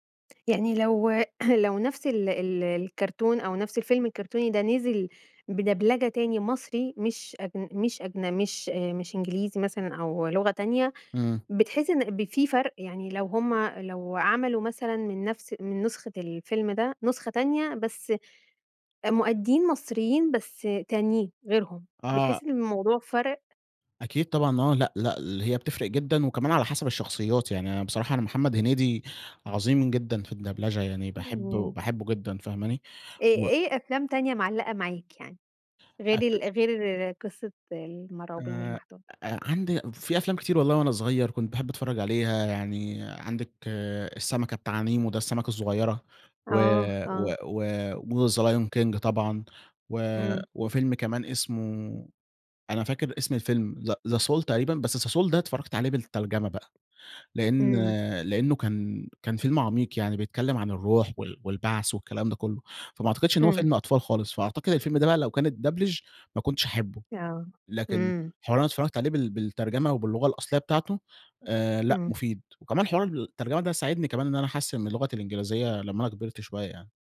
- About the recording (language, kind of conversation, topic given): Arabic, podcast, شو رأيك في ترجمة ودبلجة الأفلام؟
- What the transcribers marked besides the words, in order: throat clearing; unintelligible speech; tapping